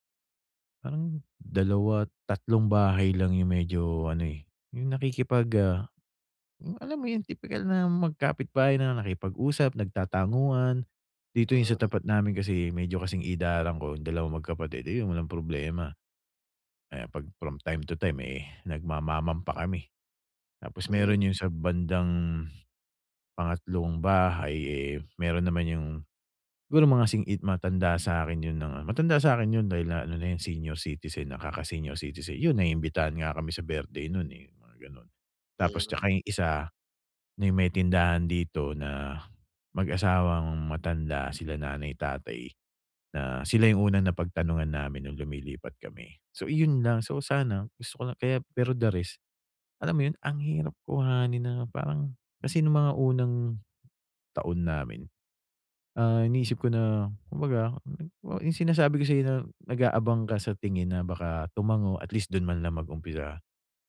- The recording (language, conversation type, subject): Filipino, advice, Paano ako makagagawa ng makabuluhang ambag sa komunidad?
- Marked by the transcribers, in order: none